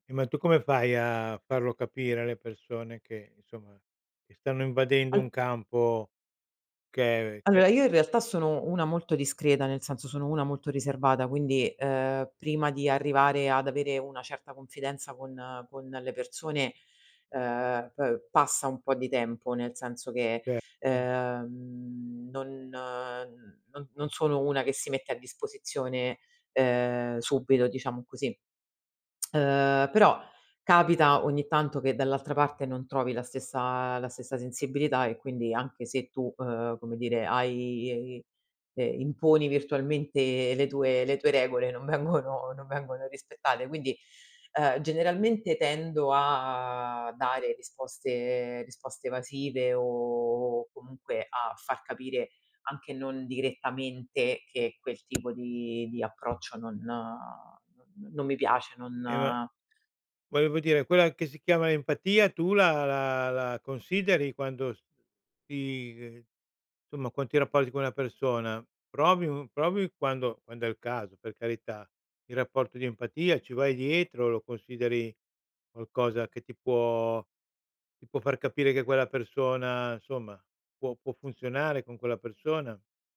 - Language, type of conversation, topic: Italian, podcast, Come gestisci chi non rispetta i tuoi limiti?
- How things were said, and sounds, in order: tsk; laughing while speaking: "vengono"; tapping